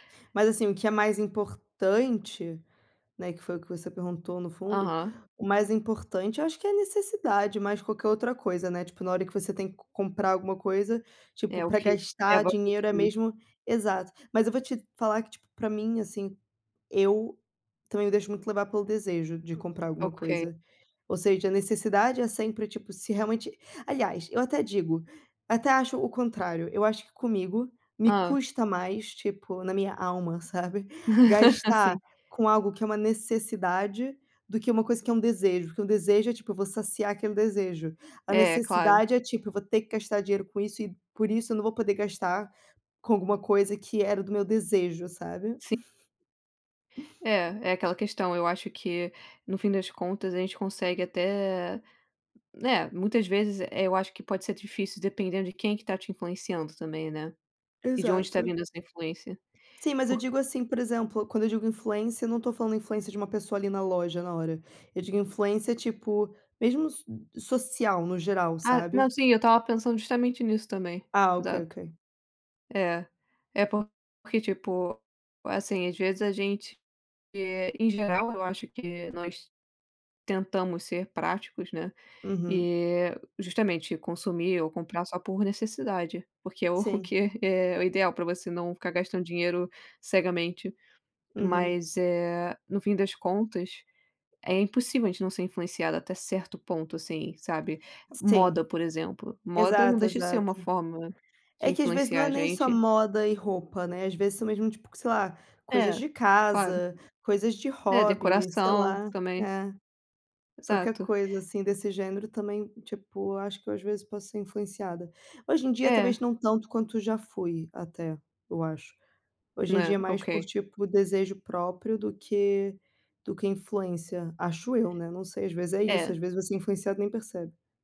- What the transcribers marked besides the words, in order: laugh; chuckle
- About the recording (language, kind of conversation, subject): Portuguese, unstructured, Como você se sente quando alguém tenta te convencer a gastar mais?